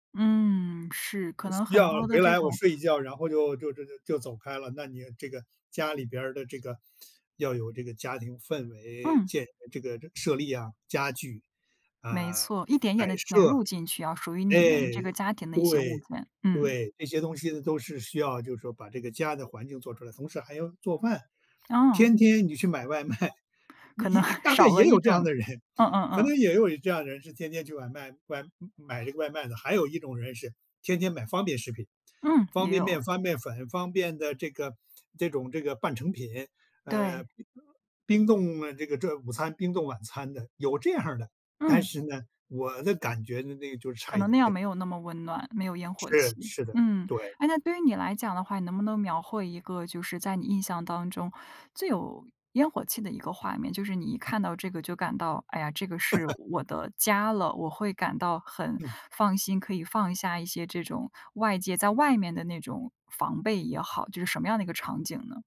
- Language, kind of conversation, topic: Chinese, podcast, 家里什么时候最有烟火气？
- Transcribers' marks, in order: laughing while speaking: "外卖"; laughing while speaking: "人"; chuckle; laughing while speaking: "样的"; laugh